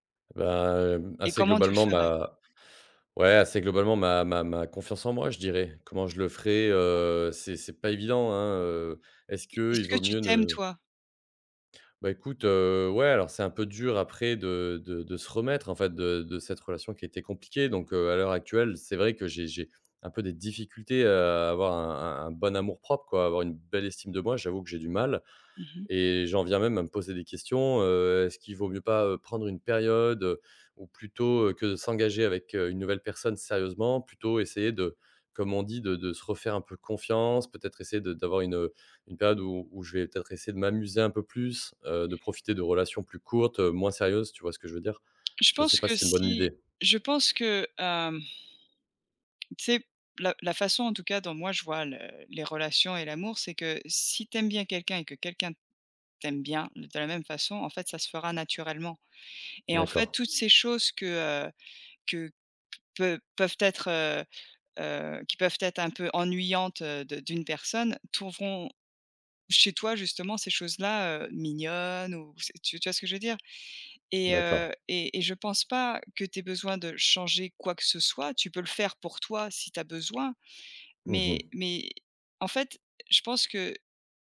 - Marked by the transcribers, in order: tapping
- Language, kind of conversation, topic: French, advice, Comment surmonter la peur de se remettre en couple après une rupture douloureuse ?